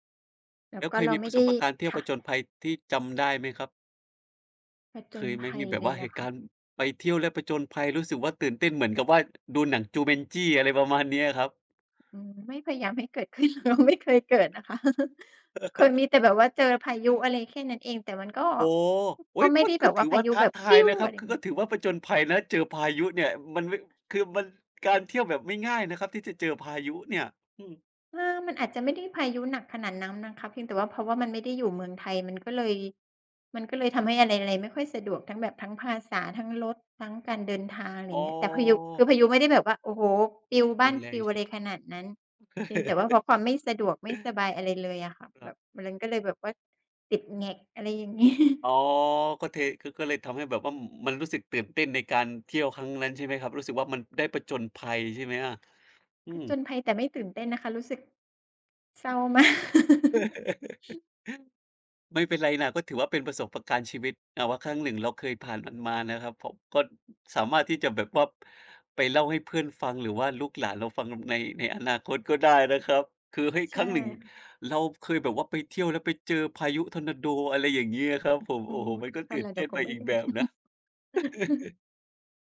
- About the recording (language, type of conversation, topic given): Thai, unstructured, คุณชอบเที่ยวแบบผจญภัยหรือเที่ยวแบบสบายๆ มากกว่ากัน?
- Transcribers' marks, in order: other background noise; tapping; laughing while speaking: "ขึ้น เรา"; chuckle; laugh; other noise; chuckle; laughing while speaking: "งี้"; laugh; laughing while speaking: "มาก"; laugh; laugh; chuckle; laugh